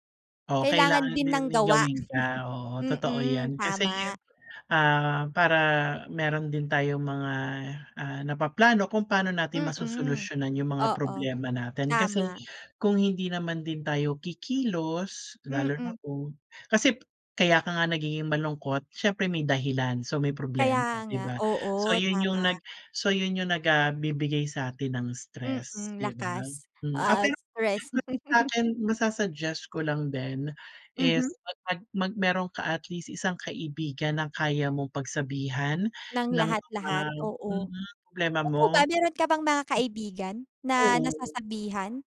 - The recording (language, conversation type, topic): Filipino, unstructured, Paano mo hinaharap ang stress sa araw-araw at ano ang ginagawa mo para mapanatili ang magandang pakiramdam?
- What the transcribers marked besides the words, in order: chuckle; tapping; chuckle; unintelligible speech